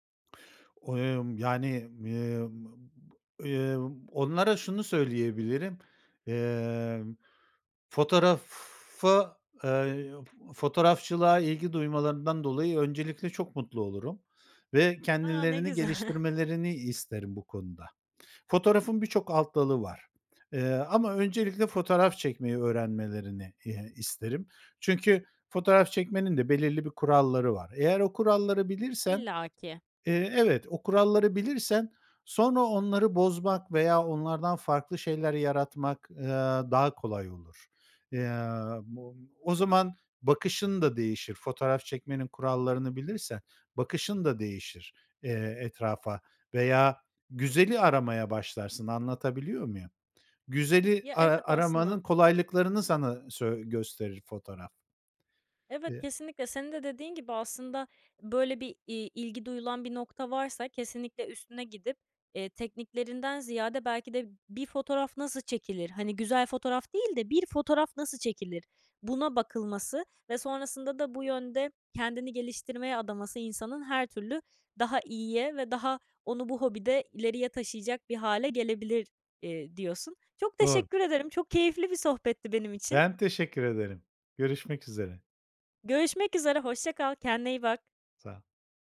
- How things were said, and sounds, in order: tapping; "fotoğrafa" said as "fotoğraffa"; laughing while speaking: "güzel!"; other background noise
- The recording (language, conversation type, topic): Turkish, podcast, Bir hobinin hayatını nasıl değiştirdiğini anlatır mısın?